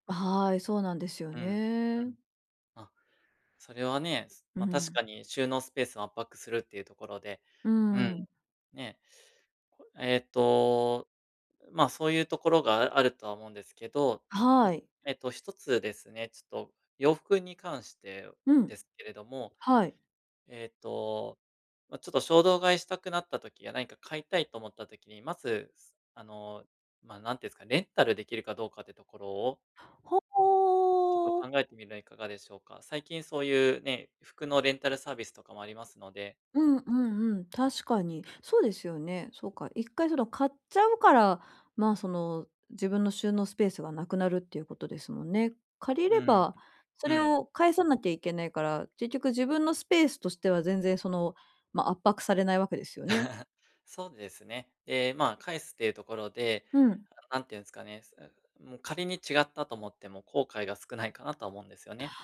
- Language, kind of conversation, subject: Japanese, advice, 衝動買いを抑えるにはどうすればいいですか？
- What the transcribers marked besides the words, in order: tapping; other noise; drawn out: "おお"; laugh; unintelligible speech